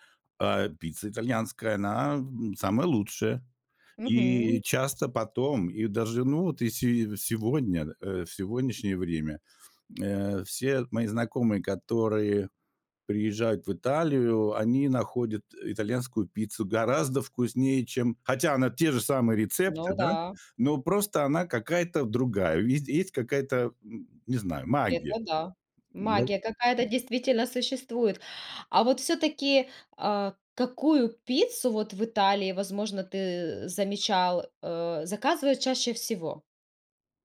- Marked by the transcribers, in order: none
- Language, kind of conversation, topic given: Russian, podcast, Какая еда за границей удивила тебя больше всего и почему?